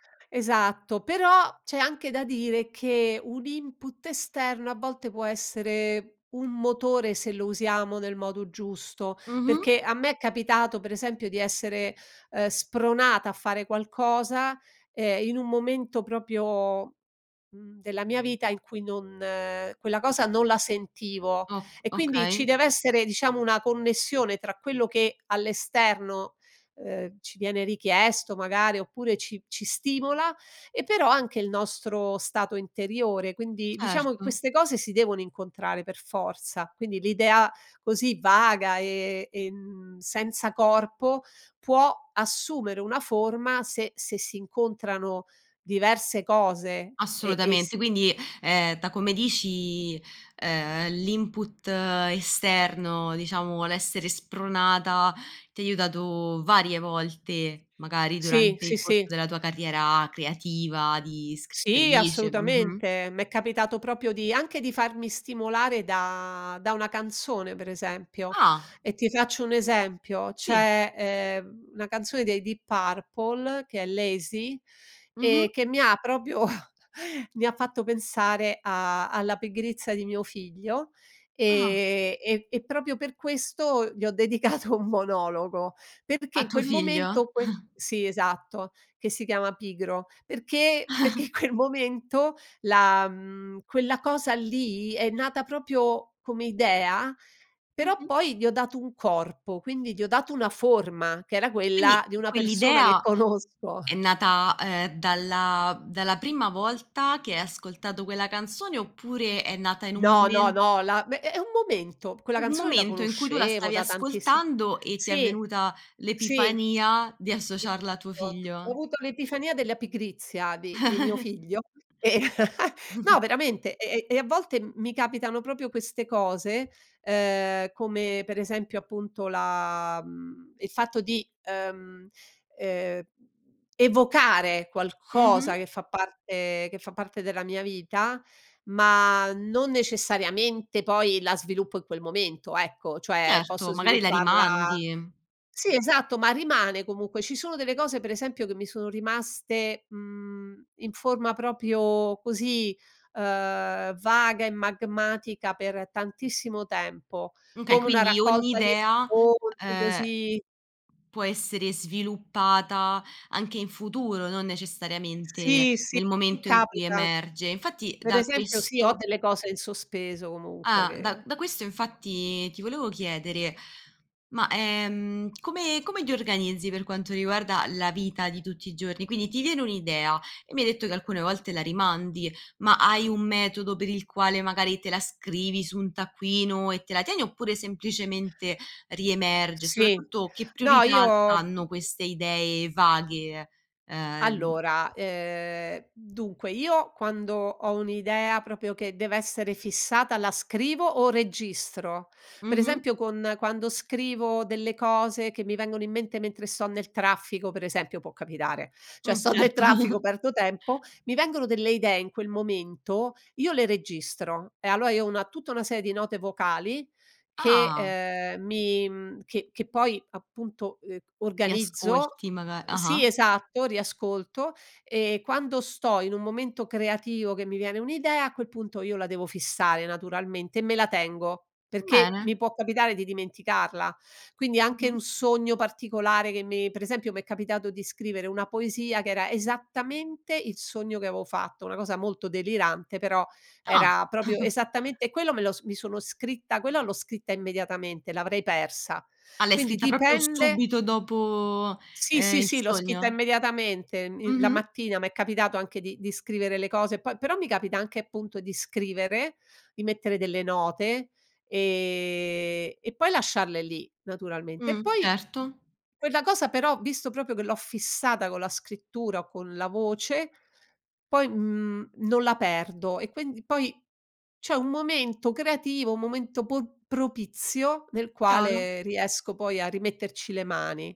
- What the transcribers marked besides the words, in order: "proprio" said as "propio"; other background noise; "da" said as "ta"; "proprio" said as "propio"; "proprio" said as "propio"; chuckle; "pigrizia" said as "pigriza"; "proprio" said as "propio"; tapping; laughing while speaking: "dedicato"; chuckle; chuckle; laughing while speaking: "quel"; "proprio" said as "propio"; laughing while speaking: "conosco"; chuckle; unintelligible speech; chuckle; "proprio" said as "propio"; "proprio" said as "propio"; "proprio" said as "propio"; "cioè" said as "ceh"; laughing while speaking: "sto de"; "nel" said as "de"; laughing while speaking: "certo"; "allora" said as "alloa"; "proprio" said as "propio"; chuckle; "dipende" said as "tipende"; "proprio" said as "propio"; "scritta" said as "schitta"; "proprio" said as "propio"; "quindi" said as "quendi"
- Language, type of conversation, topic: Italian, podcast, Come trasformi un'idea vaga in un progetto concreto?